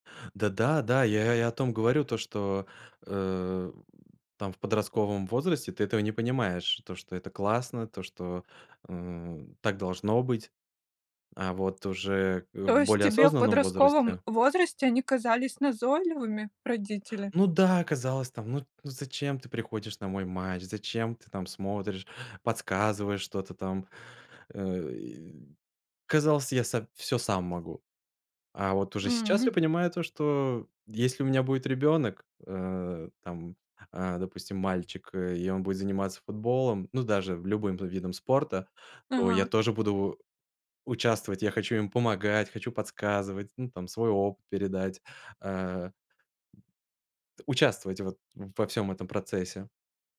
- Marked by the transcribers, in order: tapping
- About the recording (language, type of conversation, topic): Russian, podcast, Как на практике устанавливать границы с назойливыми родственниками?